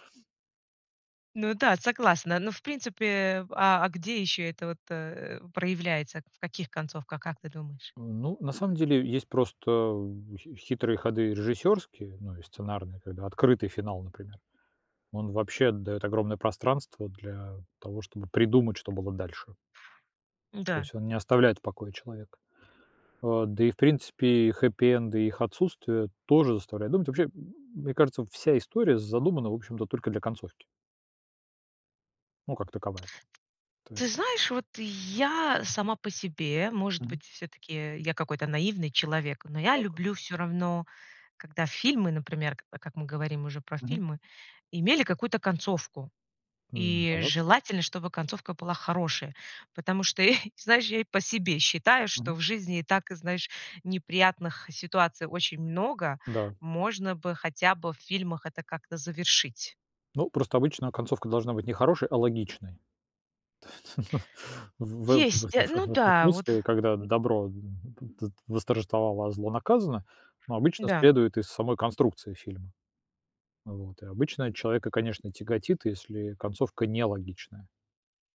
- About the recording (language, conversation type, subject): Russian, podcast, Почему концовки заставляют нас спорить часами?
- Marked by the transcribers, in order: tapping; other background noise; chuckle; chuckle